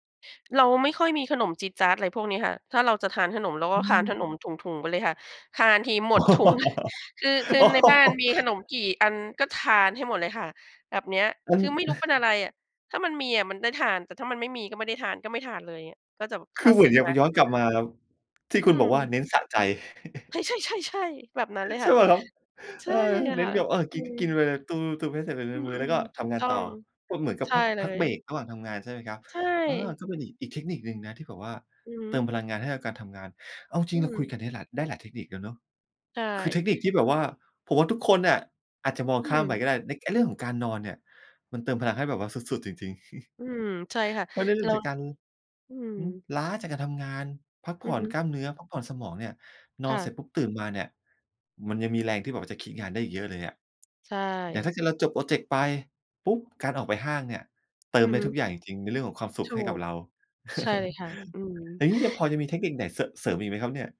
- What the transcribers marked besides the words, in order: laugh; chuckle; chuckle; chuckle; laughing while speaking: "ใช่เปล่าครับ ?"; chuckle; chuckle
- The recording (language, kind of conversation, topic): Thai, podcast, เวลาเหนื่อยจากงาน คุณทำอะไรเพื่อฟื้นตัวบ้าง?